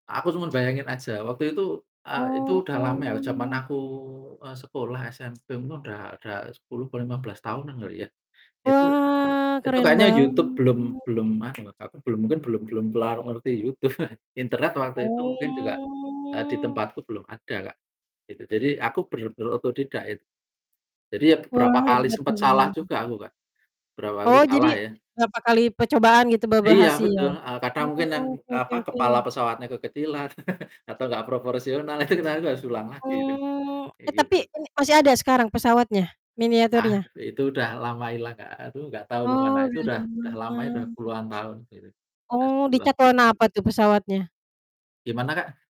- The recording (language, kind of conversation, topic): Indonesian, unstructured, Apa yang kamu rasakan saat berhasil menyelesaikan proyek yang kamu kerjakan sendiri?
- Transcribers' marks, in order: distorted speech; drawn out: "Oh"; other background noise; drawn out: "banget"; tapping; chuckle; static; drawn out: "Oh"; chuckle; laughing while speaking: "itu"